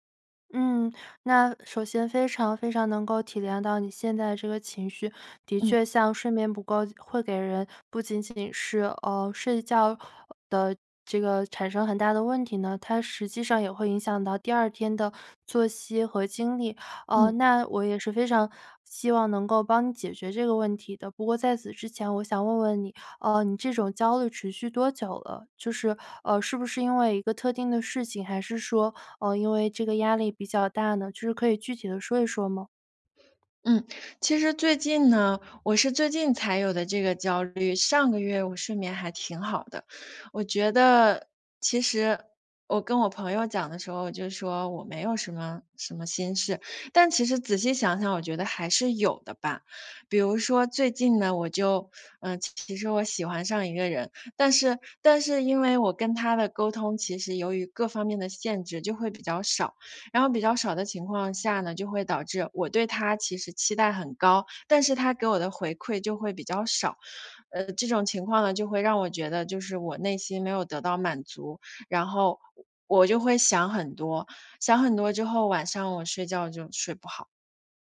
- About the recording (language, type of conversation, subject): Chinese, advice, 你能描述一下最近持续出现、却说不清原因的焦虑感吗？
- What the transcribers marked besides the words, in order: none